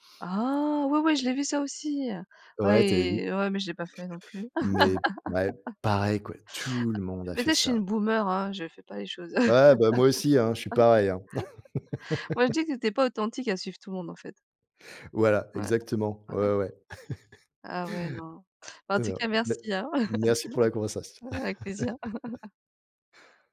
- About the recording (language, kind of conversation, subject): French, unstructured, Quels sont tes rêves pour les cinq prochaines années ?
- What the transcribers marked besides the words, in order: tapping; chuckle; chuckle; chuckle; other background noise; chuckle; chuckle